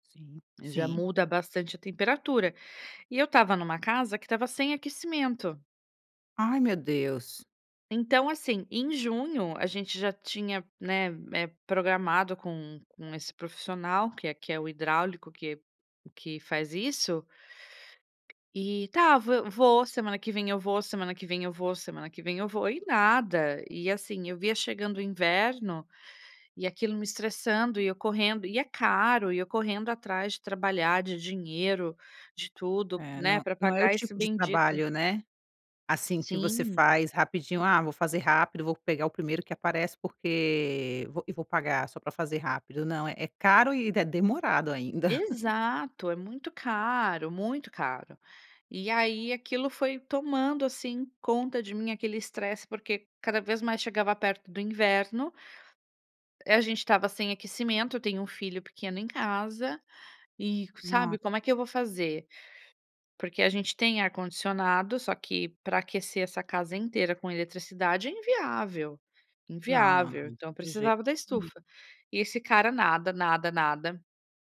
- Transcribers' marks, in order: tapping; laugh; unintelligible speech
- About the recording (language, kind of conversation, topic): Portuguese, podcast, Como você percebe que está chegando ao limite do estresse?